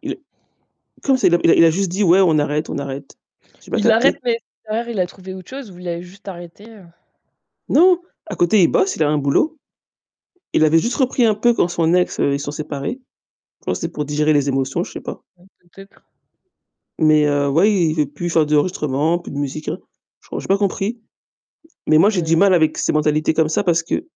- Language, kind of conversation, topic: French, unstructured, Comment répondez-vous à ceux qui disent que vos objectifs sont irréalistes ?
- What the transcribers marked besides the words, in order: distorted speech; tapping; unintelligible speech